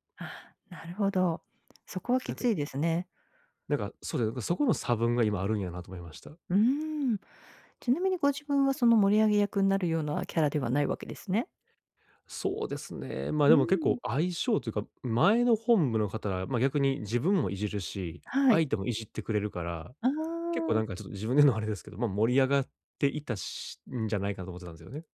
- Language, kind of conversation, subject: Japanese, advice, 集まりでいつも孤立してしまうのですが、どうすれば自然に交流できますか？
- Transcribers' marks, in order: none